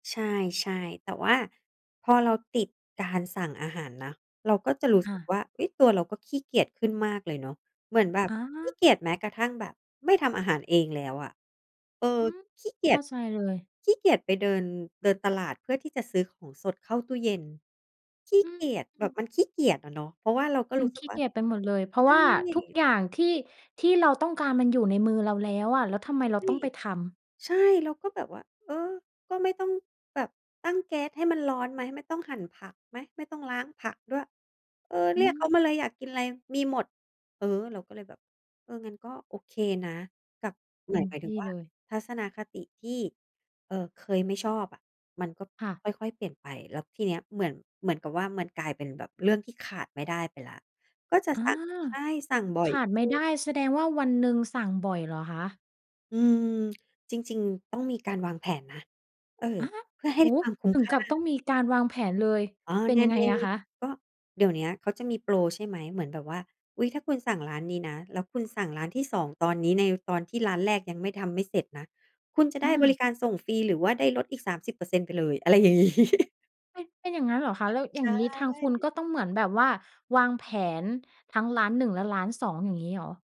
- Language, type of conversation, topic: Thai, podcast, คุณใช้บริการส่งอาหารบ่อยแค่ไหน และมีอะไรที่ชอบหรือไม่ชอบเกี่ยวกับบริการนี้บ้าง?
- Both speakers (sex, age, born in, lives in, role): female, 30-34, Thailand, Thailand, host; female, 40-44, Thailand, Thailand, guest
- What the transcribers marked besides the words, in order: laughing while speaking: "อย่างงี้"; chuckle; other background noise